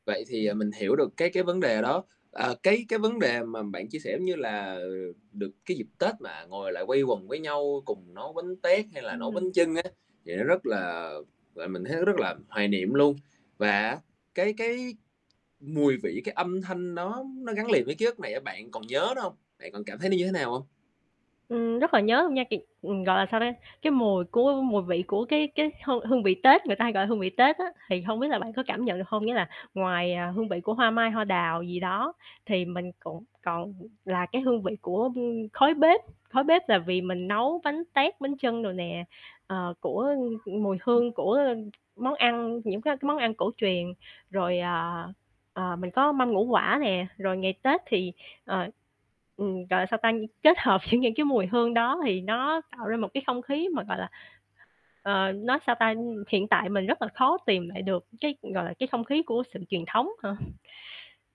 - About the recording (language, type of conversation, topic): Vietnamese, podcast, Bạn đã học được những điều gì về văn hóa từ ông bà?
- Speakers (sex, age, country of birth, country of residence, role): female, 25-29, Vietnam, Vietnam, guest; male, 25-29, Vietnam, Vietnam, host
- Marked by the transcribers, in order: static; other background noise; distorted speech; tapping; unintelligible speech; laughing while speaking: "hợp"; other noise